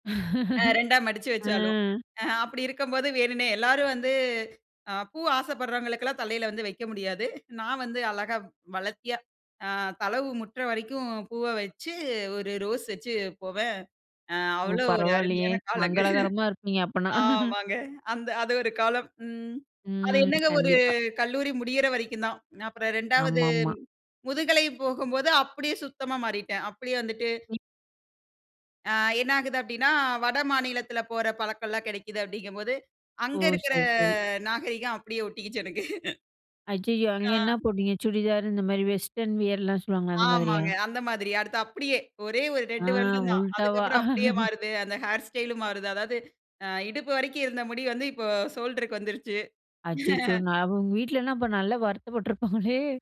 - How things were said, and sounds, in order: laugh; laughing while speaking: "காலங்க. ஆமாங்க"; laugh; laughing while speaking: "ஒட்டிக்கிச்சு எனக்கு"; laughing while speaking: "ஆ"; laugh; laugh; laughing while speaking: "வருத்தப்பட்டுருப்பாங்களே!"
- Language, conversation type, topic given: Tamil, podcast, வயது கூடுவதற்கேற்ப உங்கள் உடை அலங்காரப் பாணி எப்படி மாறியது?